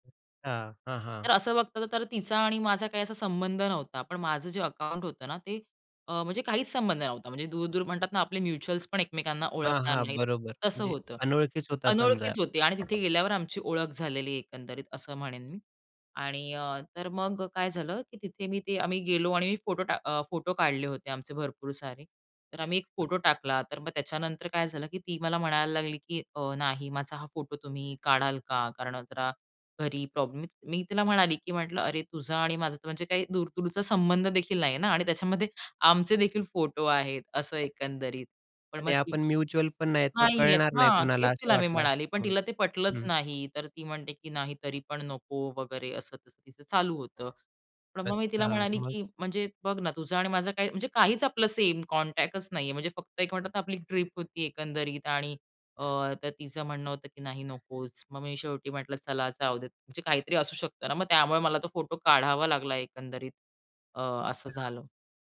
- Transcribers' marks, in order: other background noise; in English: "म्युच्युअल्स"; tapping; in English: "म्युच्युअल"; in English: "कॉन्टॅक्टच"
- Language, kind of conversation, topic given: Marathi, podcast, इतरांचे फोटो शेअर करण्यापूर्वी परवानगी कशी विचारता?